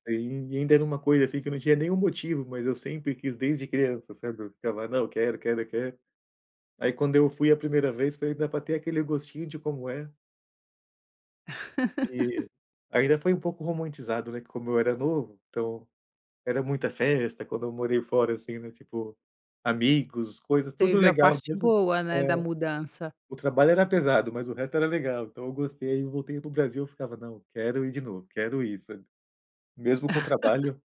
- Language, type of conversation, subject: Portuguese, podcast, Como foi a sua experiência ao mudar de carreira?
- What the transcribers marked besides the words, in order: laugh; laugh